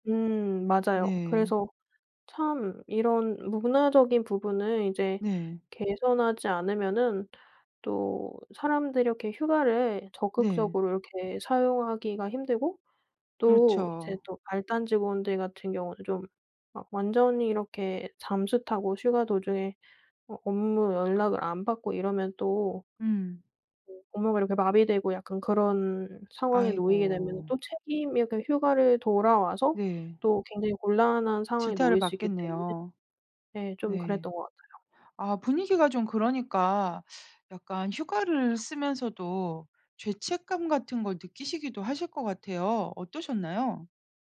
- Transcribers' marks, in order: unintelligible speech
- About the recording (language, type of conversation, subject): Korean, podcast, 휴가를 제대로 쓰는 팁이 있나요?